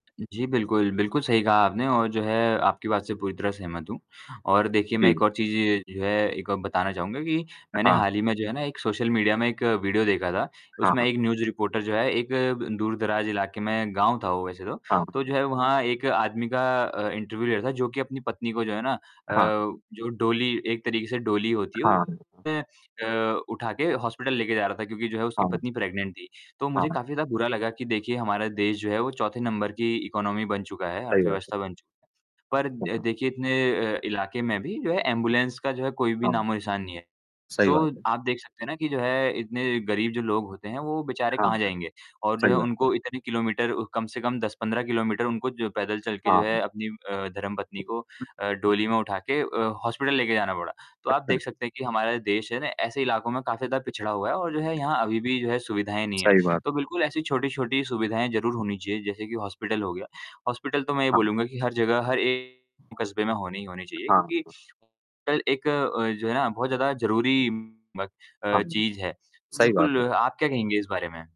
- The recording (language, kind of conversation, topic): Hindi, unstructured, सरकार की सबसे ज़रूरी ज़िम्मेदारी क्या होनी चाहिए?
- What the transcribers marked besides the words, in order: static; distorted speech; in English: "न्यूज़ रिपोर्टर"; mechanical hum; in English: "इंटरव्यू"; in English: "प्रेग्नेंट"; in English: "नंबर"; in English: "इकॉनमी"; tapping; other noise; other background noise